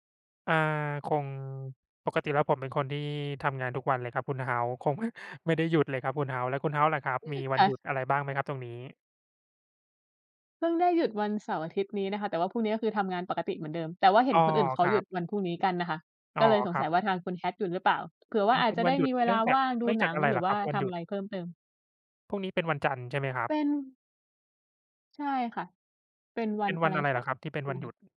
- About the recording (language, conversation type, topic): Thai, unstructured, ถ้าคุณต้องแนะนำหนังสักเรื่องให้เพื่อนดู คุณจะแนะนำเรื่องอะไร?
- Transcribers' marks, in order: laughing while speaking: "ไม่"